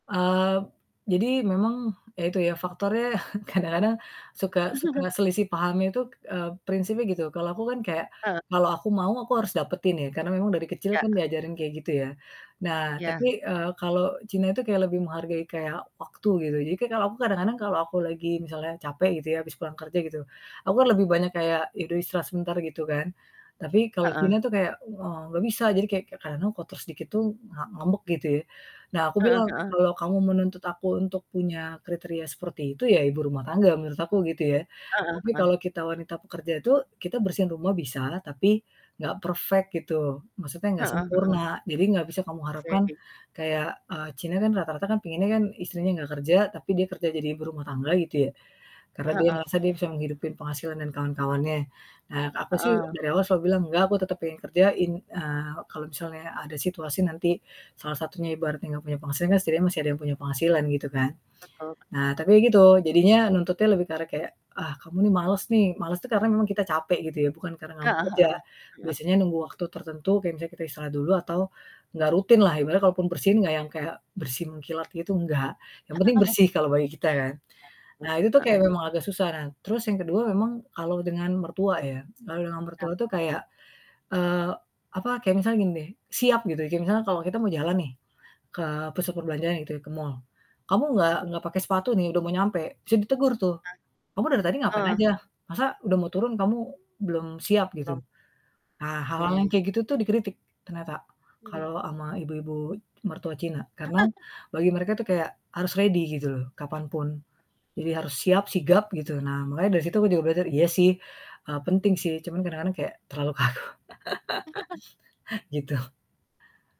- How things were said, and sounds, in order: chuckle; chuckle; other background noise; in English: "perfect"; distorted speech; static; laugh; unintelligible speech; chuckle; in English: "ready"; chuckle; laughing while speaking: "kaku"; laugh
- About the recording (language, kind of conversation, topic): Indonesian, podcast, Apa yang membantu seseorang merasa di rumah saat hidup dalam dua budaya?